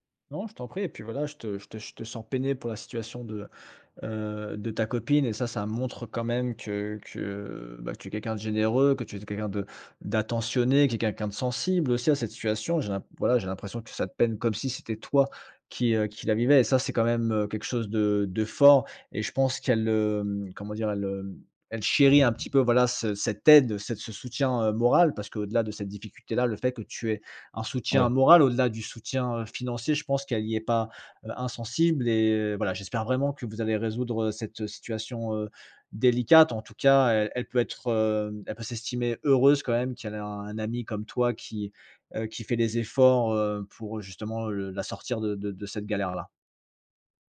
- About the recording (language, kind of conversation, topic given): French, advice, Comment aider quelqu’un en transition tout en respectant son autonomie ?
- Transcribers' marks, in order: none